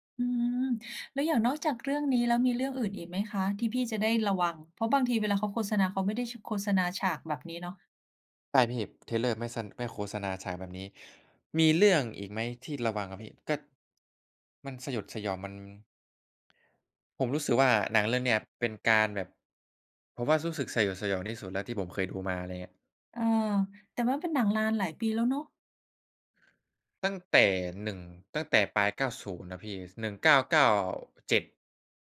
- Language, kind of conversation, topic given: Thai, unstructured, อะไรทำให้ภาพยนตร์บางเรื่องชวนให้รู้สึกน่ารังเกียจ?
- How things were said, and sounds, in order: in English: "เทรลเลอร์"